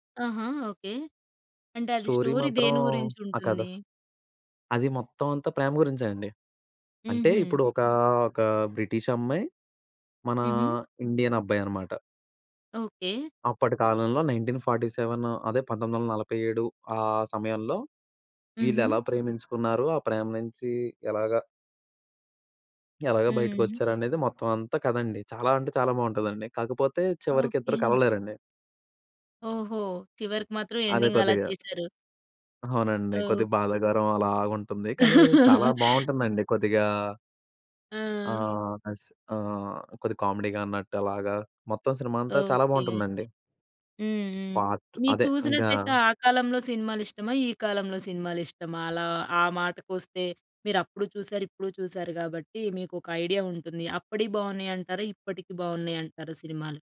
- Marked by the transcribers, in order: in English: "స్టోరీ"; in English: "స్టోరీ"; in English: "నైన్‌టీన్ ఫార్టీ సెవెన్"; in English: "ఎండింగ్"; "బాధాకరం" said as "బాధాగారం"; chuckle; in English: "పార్ట్"
- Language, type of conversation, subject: Telugu, podcast, సినిమాలపై నీ ప్రేమ ఎప్పుడు, ఎలా మొదలైంది?